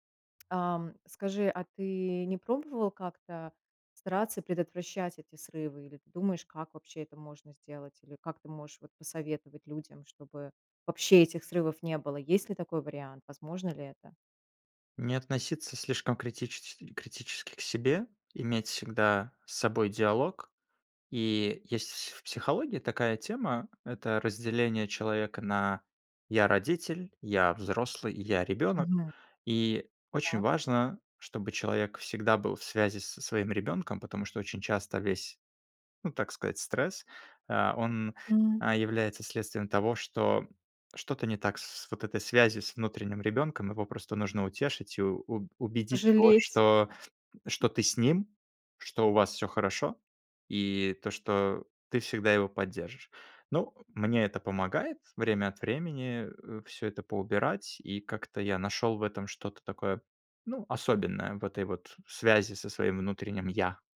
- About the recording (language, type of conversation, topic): Russian, podcast, Как справляться со срывами и возвращаться в привычный ритм?
- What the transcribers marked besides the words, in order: tapping; other background noise